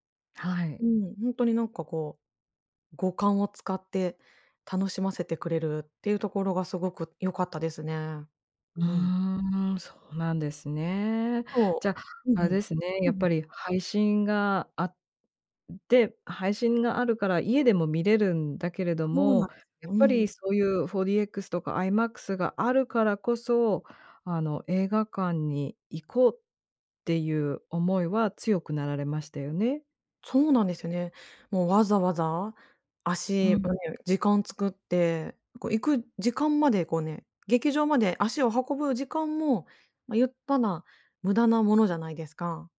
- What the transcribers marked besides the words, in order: none
- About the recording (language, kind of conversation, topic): Japanese, podcast, 配信の普及で映画館での鑑賞体験はどう変わったと思いますか？